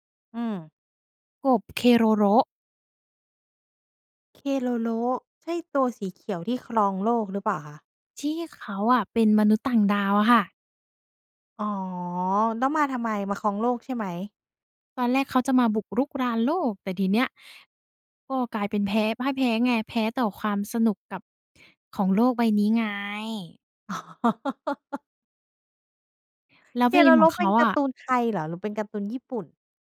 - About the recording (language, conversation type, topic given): Thai, podcast, เล่าถึงความทรงจำกับรายการทีวีในวัยเด็กของคุณหน่อย
- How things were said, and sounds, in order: laughing while speaking: "อ๋อ"; chuckle